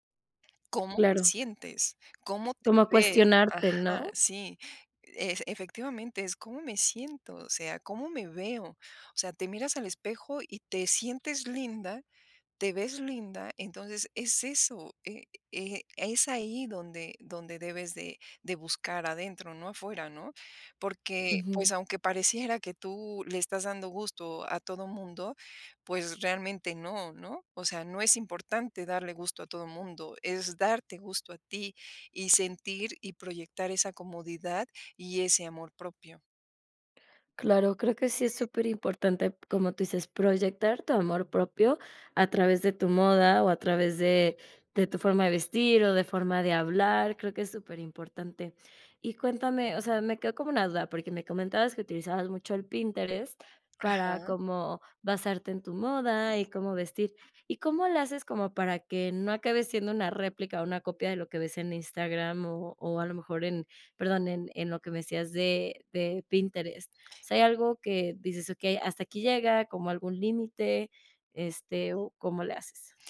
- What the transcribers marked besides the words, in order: other background noise
- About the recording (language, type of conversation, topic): Spanish, podcast, ¿Cómo te adaptas a las modas sin perderte?
- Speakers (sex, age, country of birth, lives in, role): female, 30-34, United States, United States, host; female, 45-49, Mexico, Mexico, guest